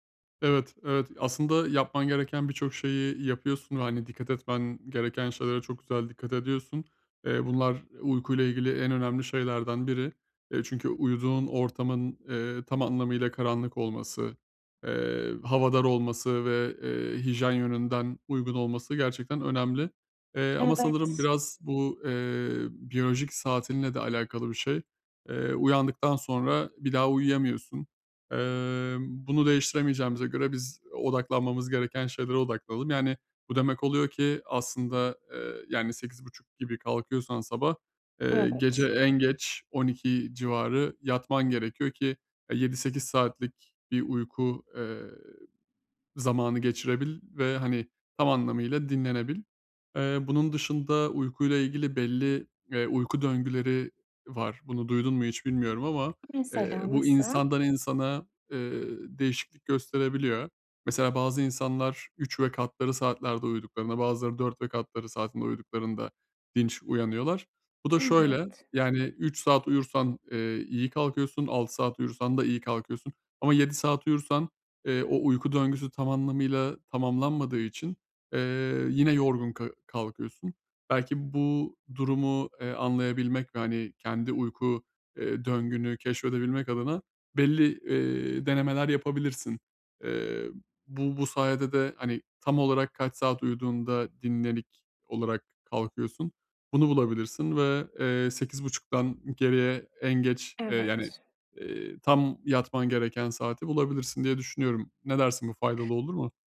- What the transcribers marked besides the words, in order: tapping; other background noise; other noise
- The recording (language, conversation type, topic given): Turkish, advice, Düzenli bir uyku rutini nasıl oluşturup sabahları daha enerjik uyanabilirim?